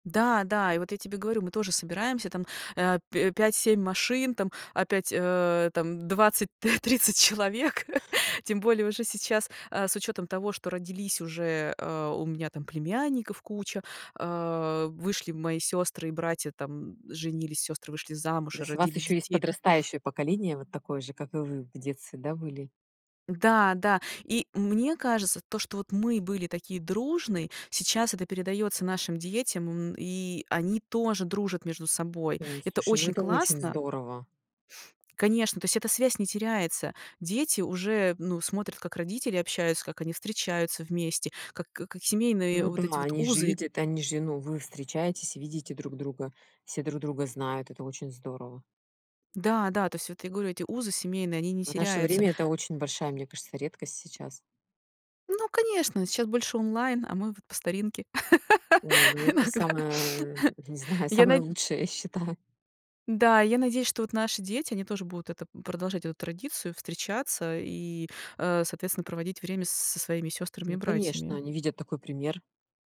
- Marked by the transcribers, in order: laughing while speaking: "двадцать т тридцать человек"; tapping; sniff; stressed: "мы"; sniff; other background noise; laugh; laughing while speaking: "Иногда"; laughing while speaking: "считаю"
- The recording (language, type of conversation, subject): Russian, podcast, Как отношения с братьями или сёстрами повлияли на тебя?